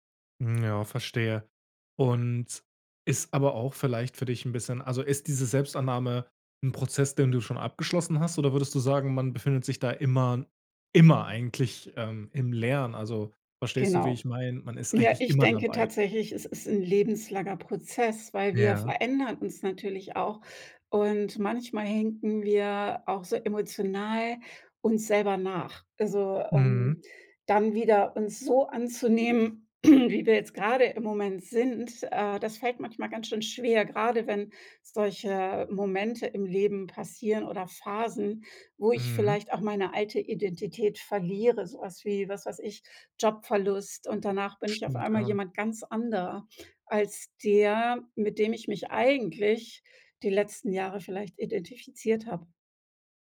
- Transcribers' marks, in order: stressed: "immer"; stressed: "so"; throat clearing; stressed: "eigentlich"
- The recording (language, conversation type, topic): German, podcast, Was ist für dich der erste Schritt zur Selbstannahme?